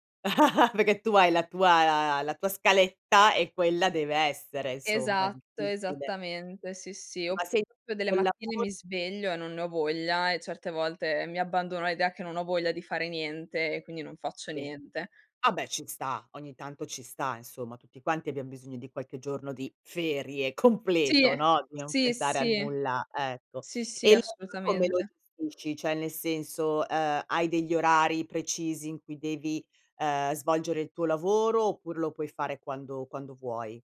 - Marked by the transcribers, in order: chuckle; "Perché" said as "peche"; stressed: "ferie"; laughing while speaking: "completo"; "Cioè" said as "ceh"
- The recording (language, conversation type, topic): Italian, podcast, Come gestisci davvero l’equilibrio tra lavoro e vita privata?